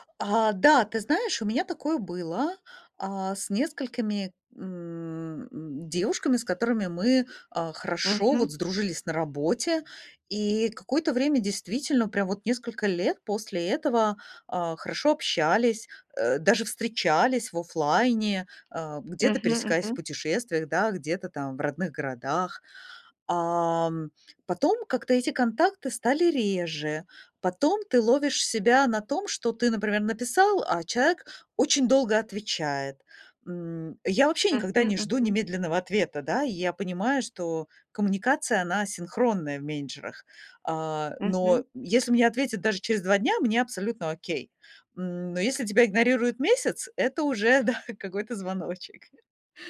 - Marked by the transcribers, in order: laughing while speaking: "да"
- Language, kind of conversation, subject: Russian, podcast, Как ты поддерживаешь старые дружеские отношения на расстоянии?